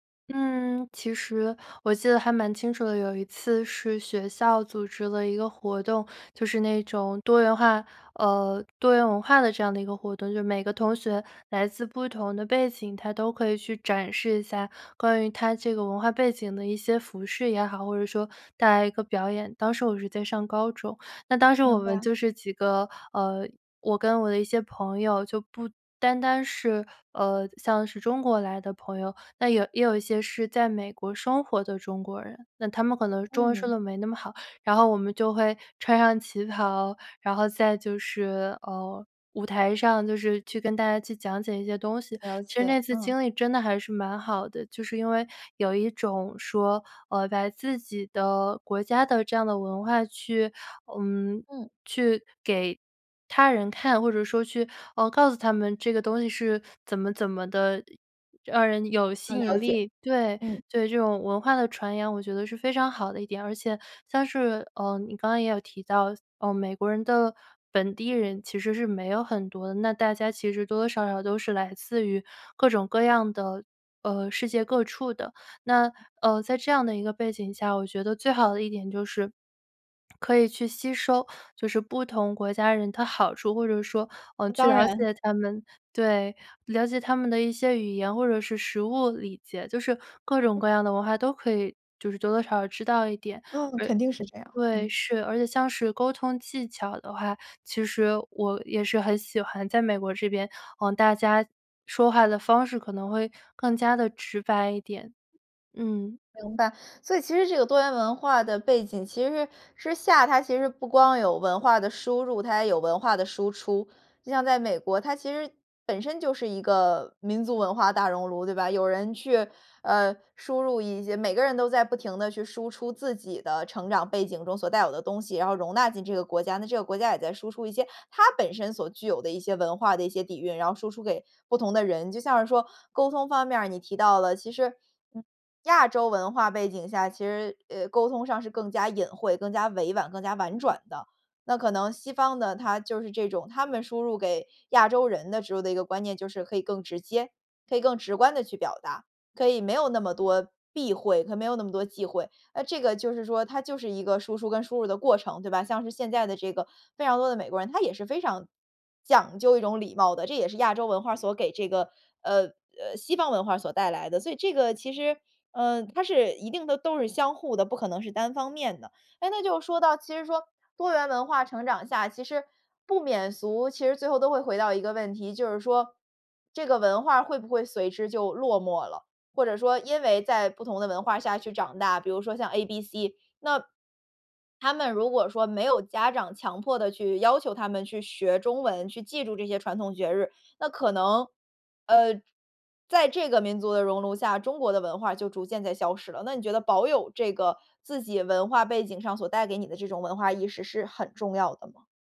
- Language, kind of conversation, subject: Chinese, podcast, 你能分享一下你的多元文化成长经历吗？
- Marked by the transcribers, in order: tapping; other background noise; other noise; swallow; "节" said as "绝"